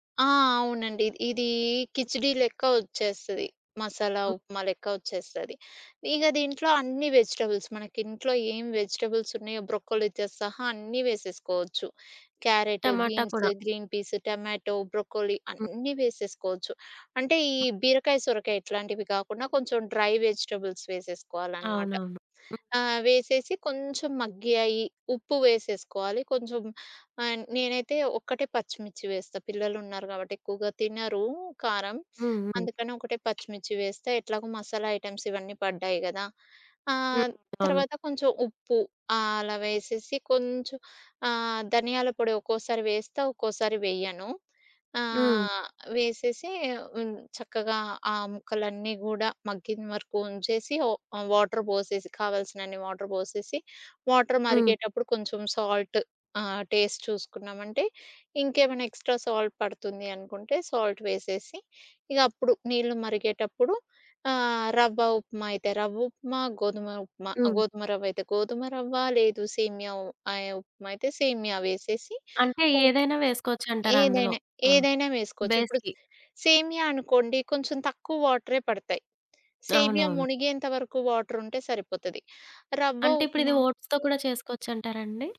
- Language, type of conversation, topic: Telugu, podcast, ఫ్రిజ్‌లో ఉండే సాధారణ పదార్థాలతో మీరు ఏ సౌఖ్యాహారం తయారు చేస్తారు?
- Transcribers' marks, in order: in English: "వెజిటబుల్స్"; in English: "బ్రొకొలీతో"; in English: "బీన్స్, గ్రీన్ పీస్, టమాటో, బ్రొకొలీ"; in English: "డ్రై వెజిటబుల్స్"; other background noise; in English: "ఐటెమ్స్"; in English: "వాటర్"; in English: "వాటర్"; in English: "వాటర్"; in English: "సాల్ట్"; in English: "టేస్ట్"; in English: "ఎక్స్ట్రా సాల్ట్"; in English: "సాల్ట్"; tapping; in English: "బేస్‌కి"; in English: "ఓట్స్‌తో"